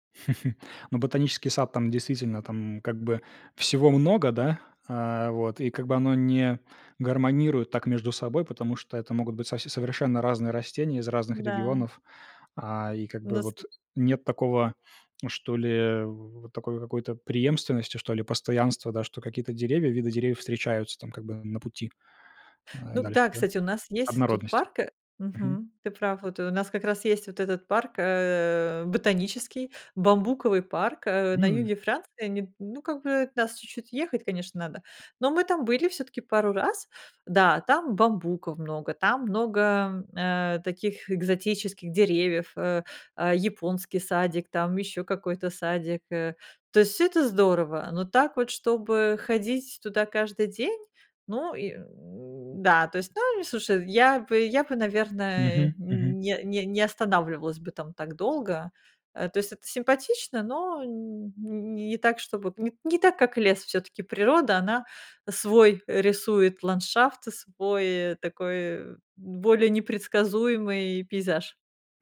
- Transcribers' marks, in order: laugh; tapping
- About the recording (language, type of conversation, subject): Russian, podcast, Чем для вас прогулка в лесу отличается от прогулки в парке?